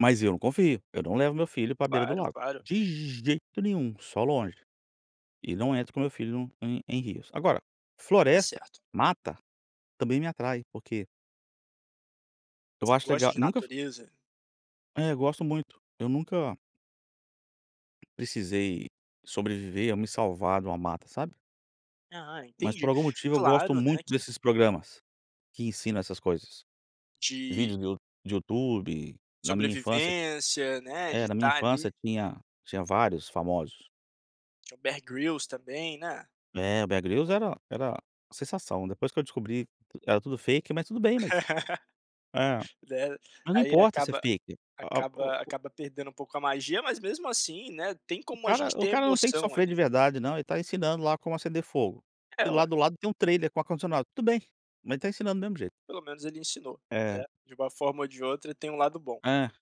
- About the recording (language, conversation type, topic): Portuguese, podcast, Você prefere o mar, o rio ou a mata, e por quê?
- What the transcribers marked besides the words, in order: tapping; laugh; unintelligible speech; in English: "fake"; in English: "fake"